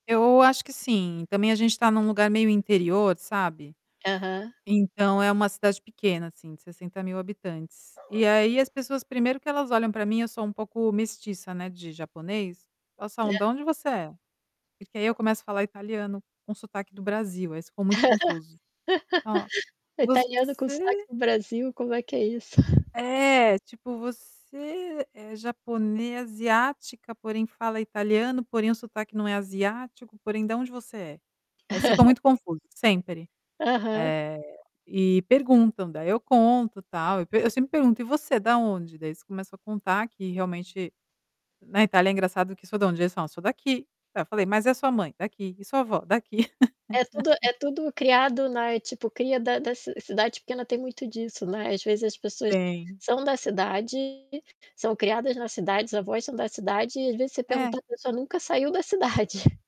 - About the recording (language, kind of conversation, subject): Portuguese, podcast, Qual foi um pequeno hábito que mudou sua vida sem você perceber?
- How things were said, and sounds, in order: static; dog barking; distorted speech; laugh; other background noise; laugh; laugh; laughing while speaking: "cidade"; chuckle